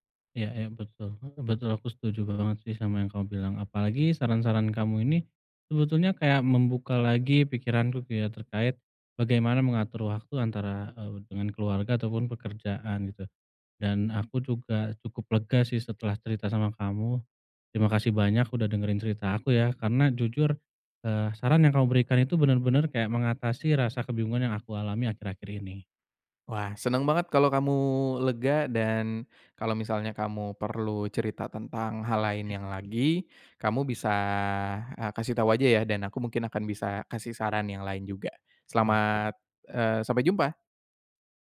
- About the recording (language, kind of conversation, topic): Indonesian, advice, Bagaimana cara memprioritaskan waktu keluarga dibanding tuntutan pekerjaan?
- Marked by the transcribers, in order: tapping